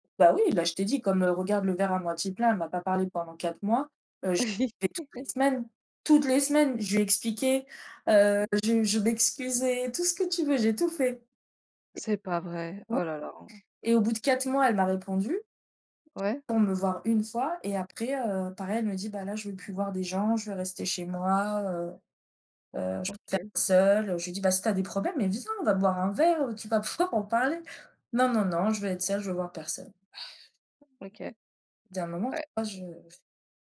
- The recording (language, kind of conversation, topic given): French, unstructured, Comment réagis-tu lorsqu’un malentendu survient avec un ami ?
- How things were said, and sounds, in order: chuckle; tapping; other background noise